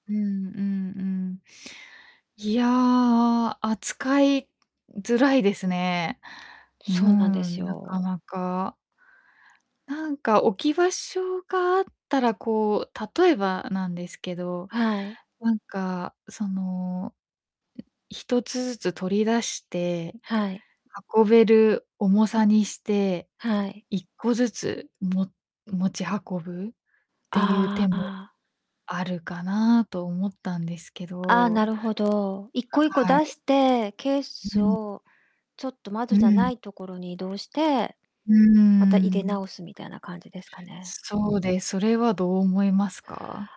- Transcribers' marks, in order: distorted speech; other background noise; background speech; tapping; unintelligible speech
- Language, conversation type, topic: Japanese, advice, 同居していた元パートナーの荷物をどう整理すればよいですか？